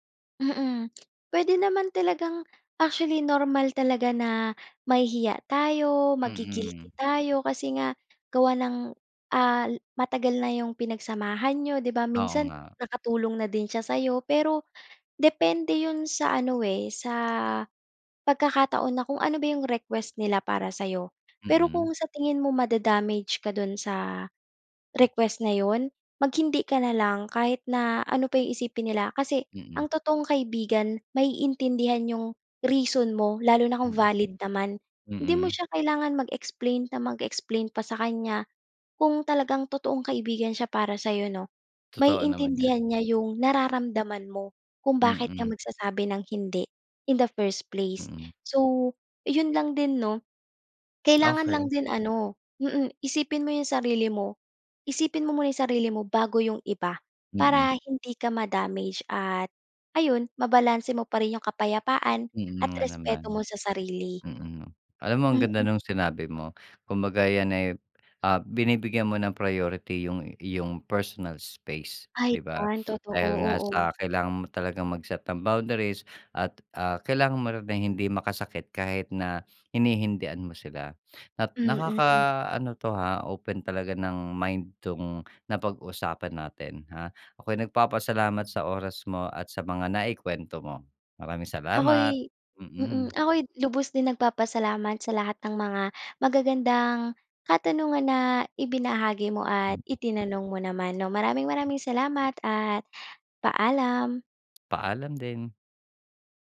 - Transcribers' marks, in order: other background noise; tapping; wind
- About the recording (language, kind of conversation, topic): Filipino, podcast, Paano ka tumatanggi nang hindi nakakasakit?